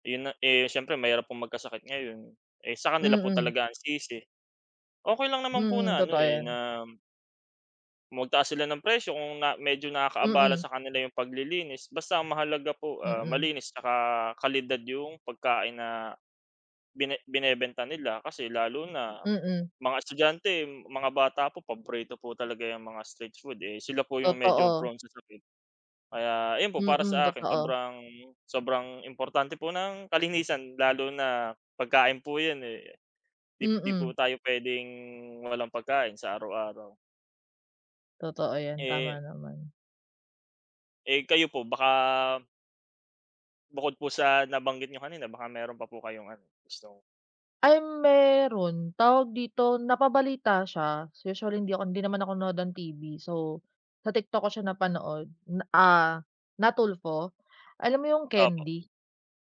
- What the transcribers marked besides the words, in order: none
- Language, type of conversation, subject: Filipino, unstructured, Ano ang palagay mo sa mga taong hindi pinapahalagahan ang kalinisan ng pagkain?